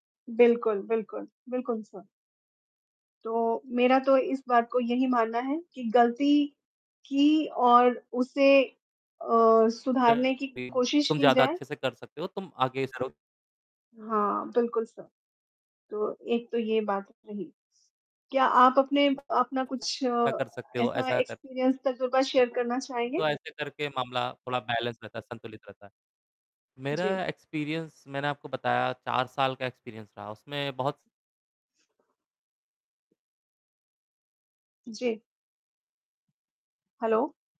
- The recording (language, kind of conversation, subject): Hindi, unstructured, क्या आपको लगता है कि गलतियों से सीखना ज़रूरी है?
- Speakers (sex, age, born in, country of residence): female, 45-49, India, India; male, 30-34, India, India
- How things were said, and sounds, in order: unintelligible speech; distorted speech; other background noise; in English: "एक्सपीरियंस"; other noise; in English: "शेयर"; in English: "बैलेंस"; in English: "एक्सपीरियंस"; in English: "एक्सपीरियंस"; in English: "हेलो?"